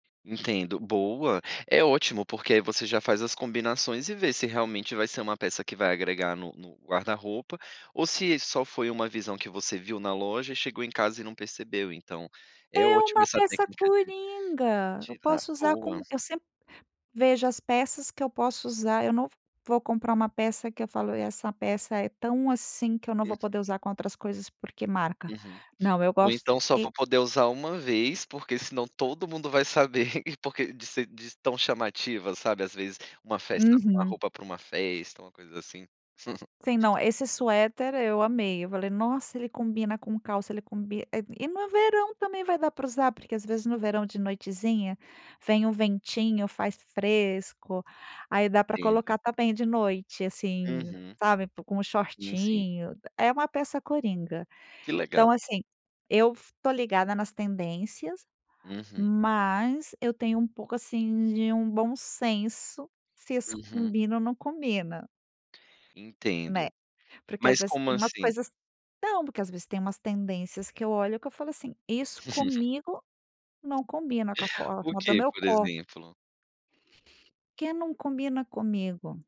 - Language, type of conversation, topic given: Portuguese, podcast, Como você adapta tendências ao seu estilo pessoal?
- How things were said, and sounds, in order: tapping; other background noise; laugh; laugh